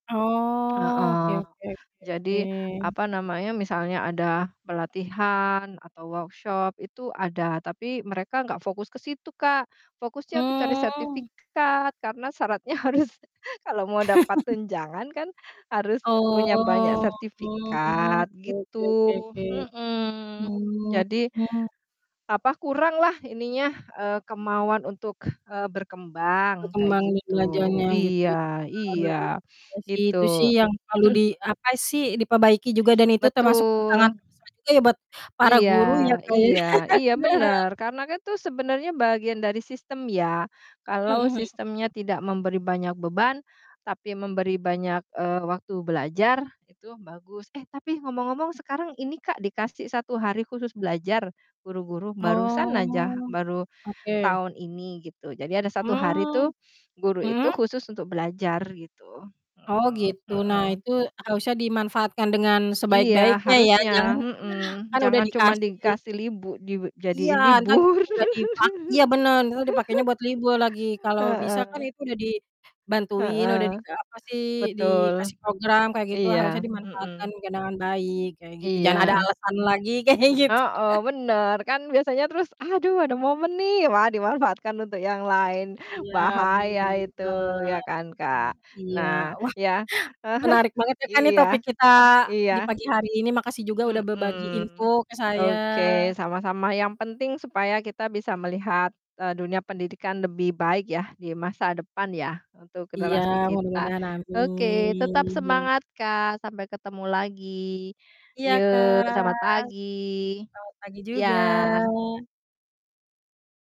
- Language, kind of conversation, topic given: Indonesian, unstructured, Apa perubahan besar yang kamu lihat dalam dunia pendidikan saat ini?
- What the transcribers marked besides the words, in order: drawn out: "Oke"; distorted speech; in English: "workshop"; chuckle; laughing while speaking: "harus"; drawn out: "Oh"; drawn out: "Mhm"; throat clearing; laugh; drawn out: "Oh"; unintelligible speech; laughing while speaking: "libur"; laugh; laughing while speaking: "kayak gitu"; chuckle; drawn out: "amin"; drawn out: "Kak"; drawn out: "pagi"; drawn out: "juga"